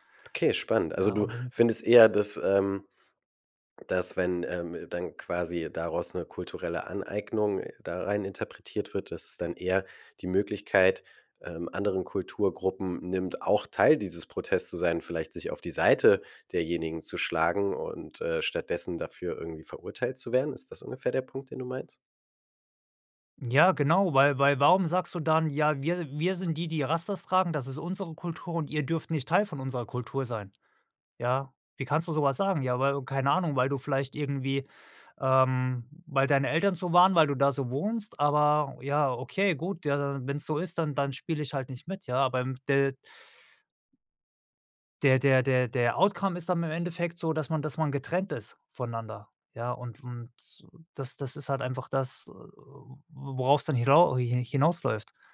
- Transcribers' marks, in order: tapping; in English: "Outcome"; other background noise
- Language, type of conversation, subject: German, podcast, Wie gehst du mit kultureller Aneignung um?